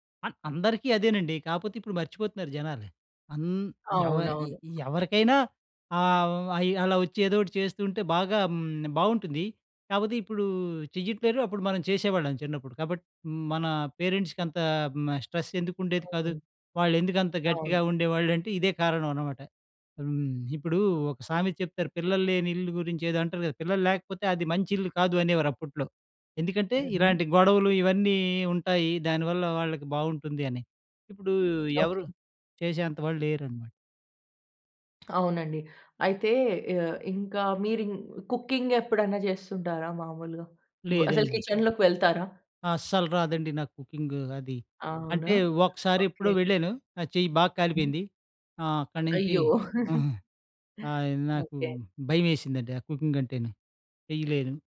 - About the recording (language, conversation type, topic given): Telugu, podcast, మీకు విశ్రాంతినిచ్చే హాబీలు ఏవి నచ్చుతాయి?
- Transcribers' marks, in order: other background noise; in English: "పేరెంట్స్‌కి"; in English: "స్ట్రెస్"; tapping; in English: "కుకింగ్"; in English: "కిచెన్‌లోకి"; laugh; other noise; in English: "కుకింగ్"